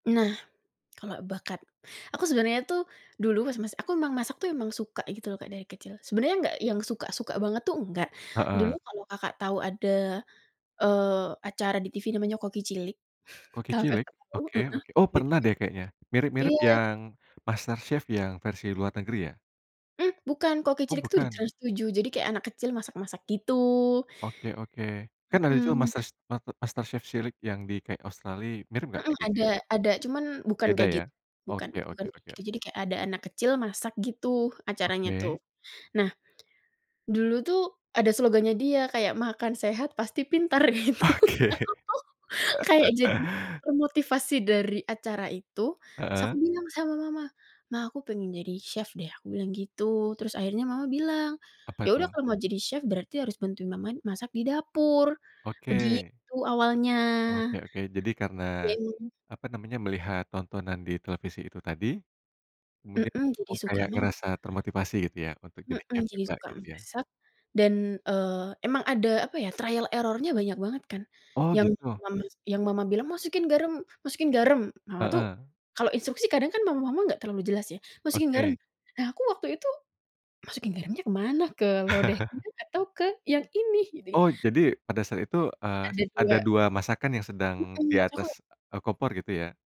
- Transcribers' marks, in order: chuckle; laughing while speaking: "kalau Kakak tahu"; "Australia" said as "ostrali"; laughing while speaking: "gitu. Aku tuh"; laughing while speaking: "Oke"; laugh; in English: "chef"; in English: "chef"; other background noise; in English: "chef"; in English: "trial error-nya"; chuckle
- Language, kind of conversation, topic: Indonesian, podcast, Apa pengalaman memasak favoritmu?